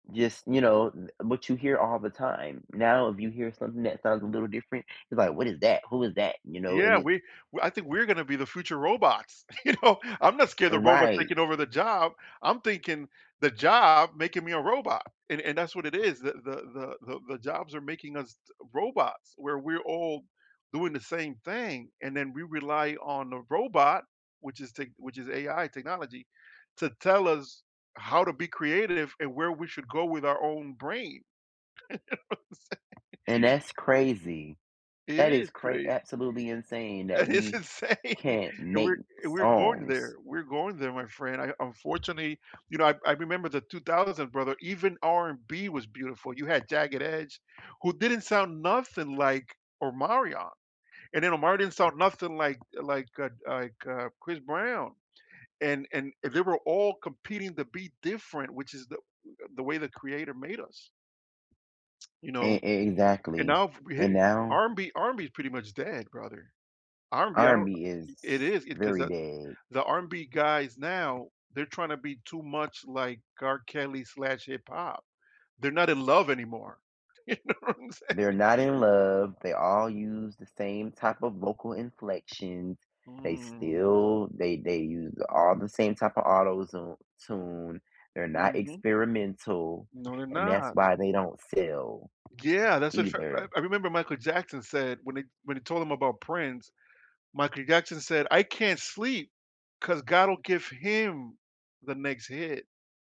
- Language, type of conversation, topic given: English, unstructured, What impact do you think robots will have on jobs?
- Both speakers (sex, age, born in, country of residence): male, 18-19, United States, United States; male, 40-44, United States, United States
- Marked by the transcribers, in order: other background noise; laughing while speaking: "you know?"; other noise; laughing while speaking: "You know what I'm saying?"; laughing while speaking: "It's insane"; "unfortunately" said as "unfortunaty"; laughing while speaking: "You know what I'm saying?"; unintelligible speech